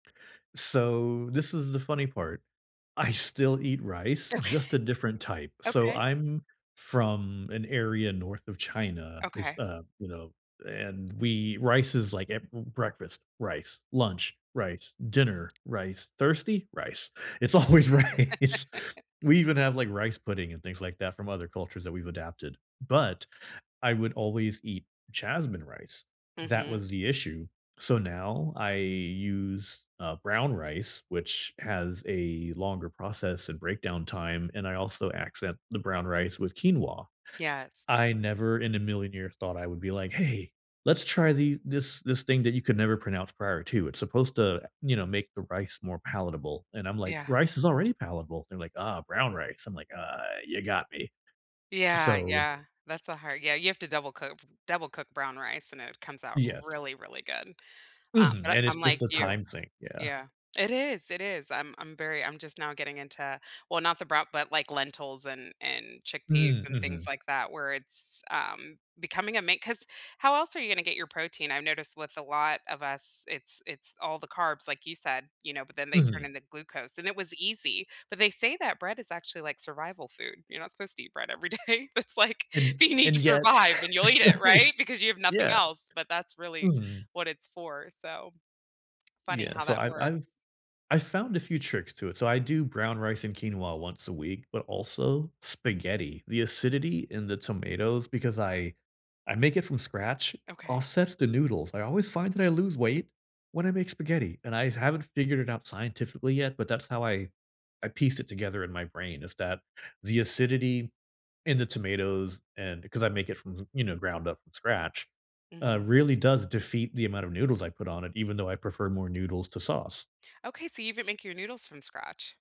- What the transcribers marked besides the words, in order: laughing while speaking: "I"; laughing while speaking: "Okay"; laughing while speaking: "It's always rice"; tapping; laugh; laughing while speaking: "everyday, it's like, do you need to survive"; chuckle; laughing while speaking: "I"
- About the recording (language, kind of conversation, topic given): English, unstructured, How do you feel when you hit a new fitness goal?
- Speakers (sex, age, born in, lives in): female, 35-39, United States, United States; male, 45-49, United States, United States